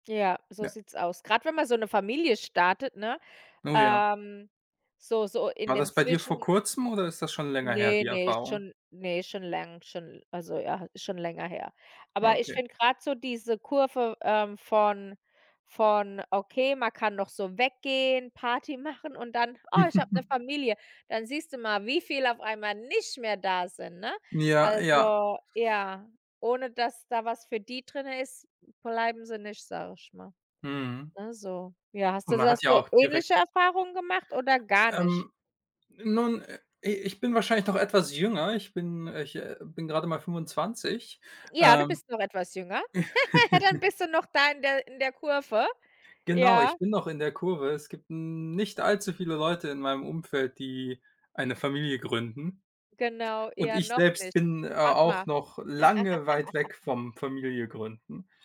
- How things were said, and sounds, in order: chuckle; stressed: "nicht"; laugh; laugh
- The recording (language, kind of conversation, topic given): German, unstructured, Wie wichtig ist Freundschaft in deinem Leben?